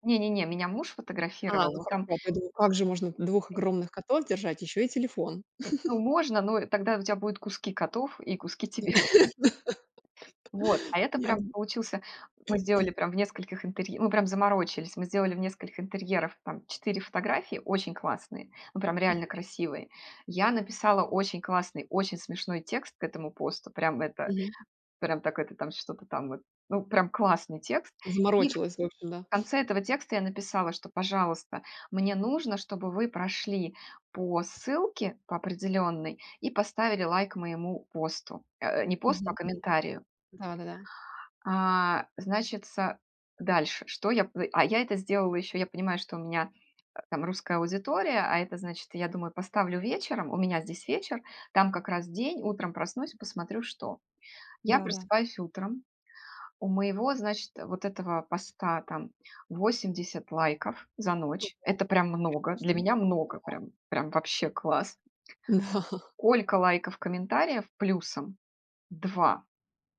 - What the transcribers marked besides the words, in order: other noise; chuckle; laugh; other background noise; throat clearing; tapping; laughing while speaking: "Да"
- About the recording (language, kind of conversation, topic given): Russian, podcast, Как лайки влияют на твою самооценку?